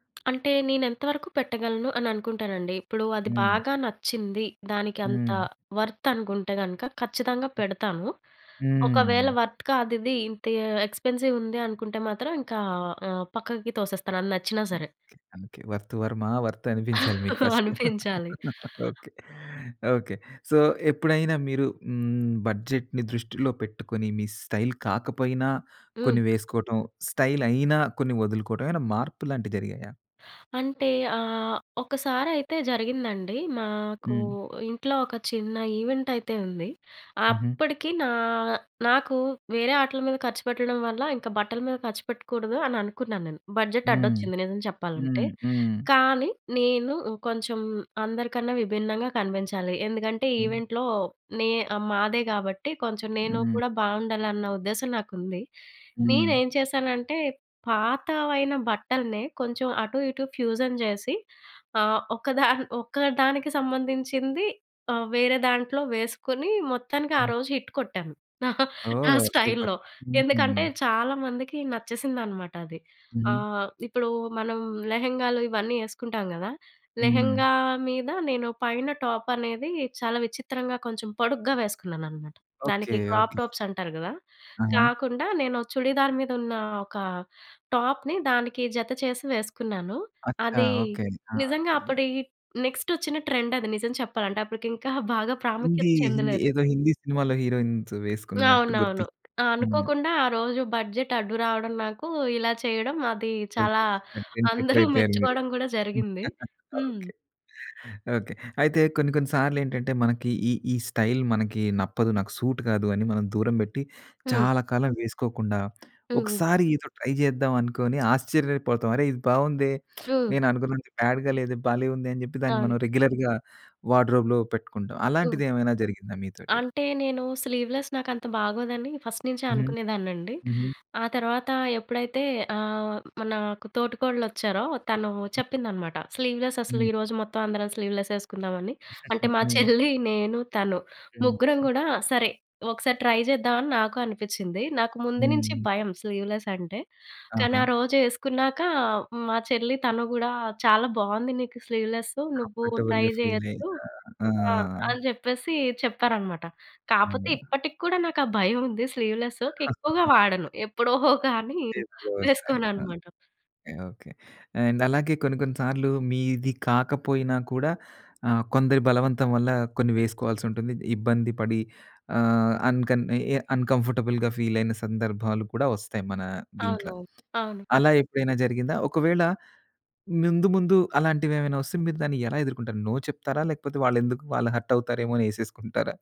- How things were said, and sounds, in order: tapping; in English: "వర్త్"; other background noise; in English: "వర్త్"; in English: "ఎక్స్‌పెన్సివ్"; in English: "'వర్త్"; in English: "వర్త్'"; chuckle; laugh; in English: "సో"; in English: "బడ్జెట్‌ని"; in English: "స్టైల్"; in English: "బడ్జెట్"; in English: "ఈవెంట్‍లో"; in English: "ఫ్యూజన్"; in English: "హిట్"; giggle; laughing while speaking: "నా స్టైల్‌లో"; in English: "స్టైల్‌లో"; in English: "సూపర్"; in English: "టాప్"; in English: "క్రాప్‌టాప్స్"; in English: "టాప్‌ని"; in English: "నెక్స్ట్"; in English: "ట్రెండ్"; in English: "హీరోయిన్స్"; in English: "బడ్జెట్"; unintelligible speech; in English: "ట్రెండ్ సెట్టర్"; laughing while speaking: "అందరూ మెచ్చుకోవడం"; chuckle; in English: "స్టైల్"; in English: "సూట్"; lip smack; in English: "ట్రై"; lip smack; in English: "బ్యాడ్‍గా"; in English: "రెగ్యులర్‍గా వార్డ్‌రోబ్‌లో"; in English: "స్లీవ్‌లెస్"; in English: "ఫస్ట్"; in English: "స్లీవ్‌లెస్"; in English: "స్లీవ్‌లెస్"; giggle; in English: "ట్రై"; in English: "కంఫర్టేబుల్‌గా"; in English: "ట్రై"; laughing while speaking: "భయం ఉంది స్లీవ్‌లెసు"; chuckle; laughing while speaking: "ఎప్పుడో కానీ"; in English: "అండ్"; in English: "నో"; in English: "హర్ట్"
- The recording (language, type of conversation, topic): Telugu, podcast, బడ్జెట్ పరిమితుల వల్ల మీరు మీ స్టైల్‌లో ఏమైనా మార్పులు చేసుకోవాల్సి వచ్చిందా?